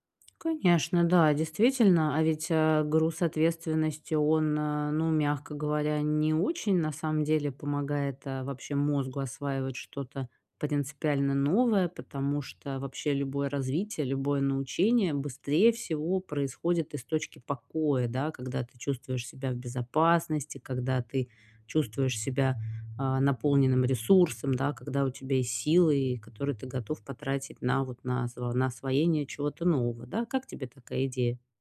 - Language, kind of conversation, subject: Russian, advice, Как перестать корить себя за отдых и перерывы?
- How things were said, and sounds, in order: other noise